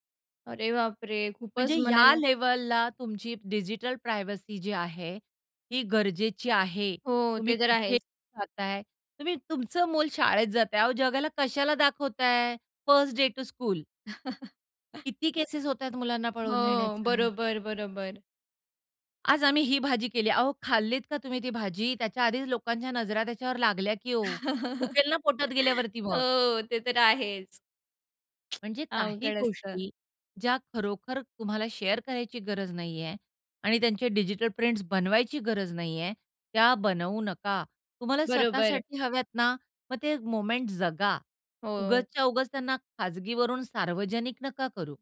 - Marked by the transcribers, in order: in English: "प्रायव्हसी"; in English: "फर्स्ट डे टू स्कूल?"; chuckle; laugh; laughing while speaking: "हो, ते तर आहेच"; other noise; tongue click; in English: "शेअर"; in English: "मोमेंट"
- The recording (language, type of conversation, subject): Marathi, podcast, त्यांची खाजगी मोकळीक आणि सार्वजनिक आयुष्य यांच्यात संतुलन कसं असावं?